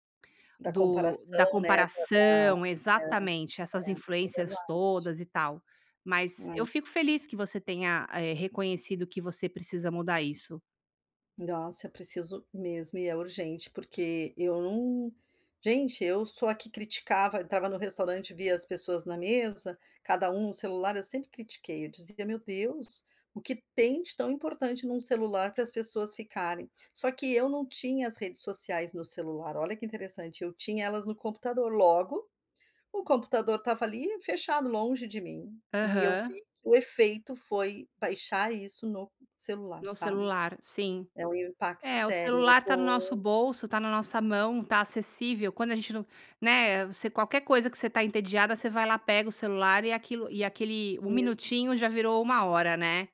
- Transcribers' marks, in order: none
- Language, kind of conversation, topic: Portuguese, advice, Como posso reduzir o uso do celular e criar mais tempo sem telas?